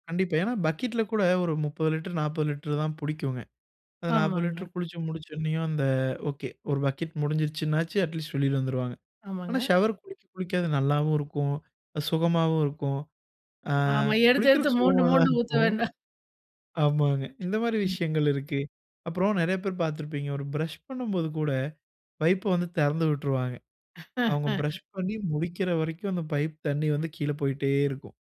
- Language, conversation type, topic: Tamil, podcast, வீட்டில் நீர் சேமிக்க என்ன செய்யலாம்?
- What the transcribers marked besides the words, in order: in English: "பக்கெட்"; in English: "அட்லீஸ்ட்"; in English: "ஷவர்"; chuckle; tapping; laugh